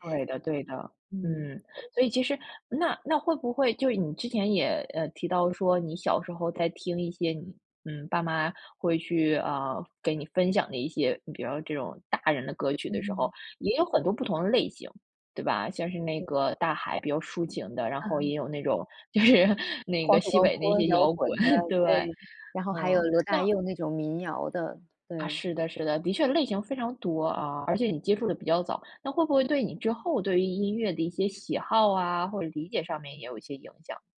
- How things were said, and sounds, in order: other background noise; laughing while speaking: "就是"; laugh
- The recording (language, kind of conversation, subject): Chinese, podcast, 哪首歌是你和父母共同的回忆？
- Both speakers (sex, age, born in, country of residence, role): female, 35-39, China, United States, host; female, 45-49, China, United States, guest